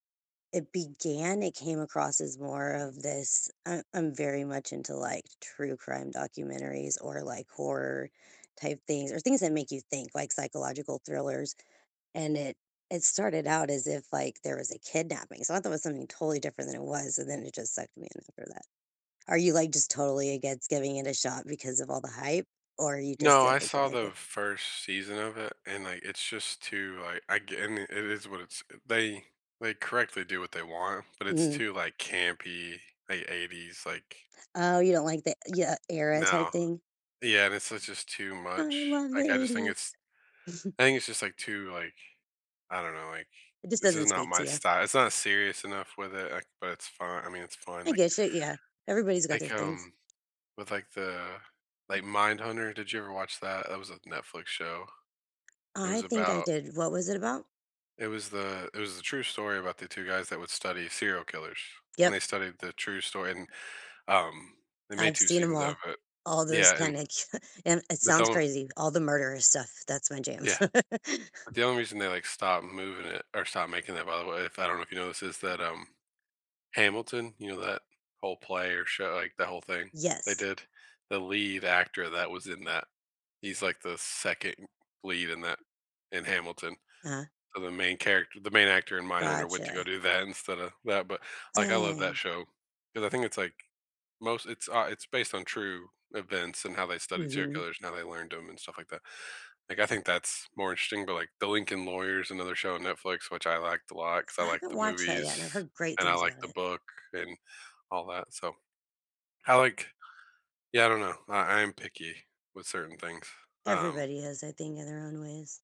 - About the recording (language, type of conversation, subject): English, unstructured, How are global streaming wars shaping what you watch and your local culture?
- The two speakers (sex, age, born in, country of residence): female, 40-44, United States, United States; male, 35-39, United States, United States
- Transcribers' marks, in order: tapping; chuckle; chuckle; laugh